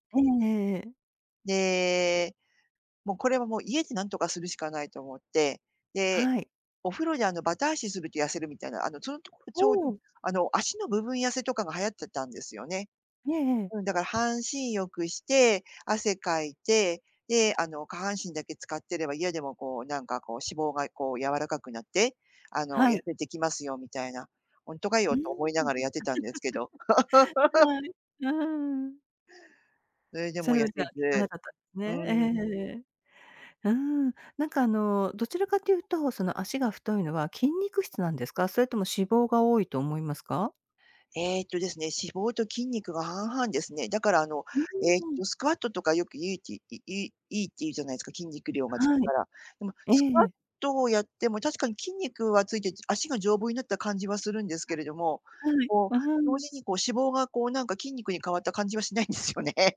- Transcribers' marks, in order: other background noise; tapping; chuckle; laugh; laughing while speaking: "しないんですよね"
- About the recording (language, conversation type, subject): Japanese, advice, 運動しているのに体重や見た目に変化が出ないのはなぜですか？